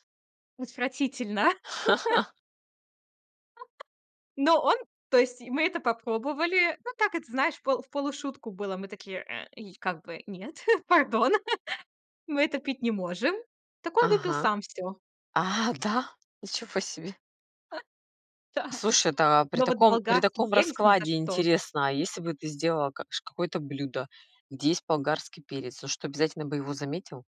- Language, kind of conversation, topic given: Russian, podcast, Как приготовить блюдо так, чтобы гости чувствовали себя как дома?
- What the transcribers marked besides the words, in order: laugh; other background noise; disgusted: "Э"; laugh; laughing while speaking: "А, да? Ничего себе"; chuckle; laughing while speaking: "Да"